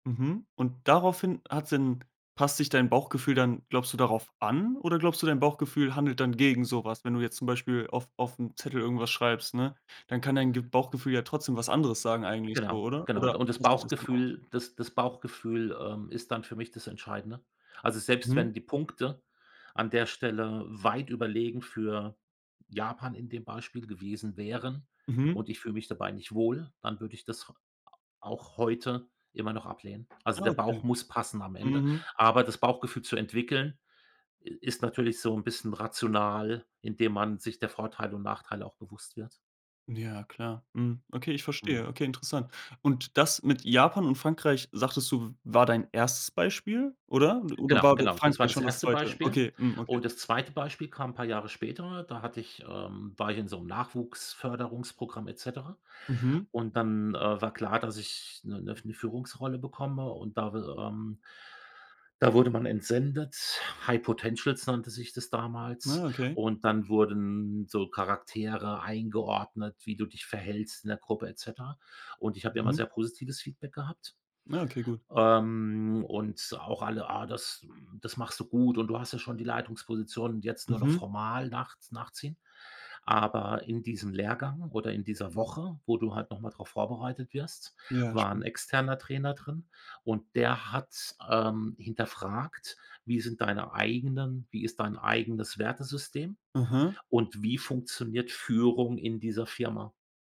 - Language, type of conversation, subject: German, podcast, Was ist dir wichtiger: Beziehungen oder Karriere?
- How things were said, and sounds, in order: other background noise; in English: "high potentials"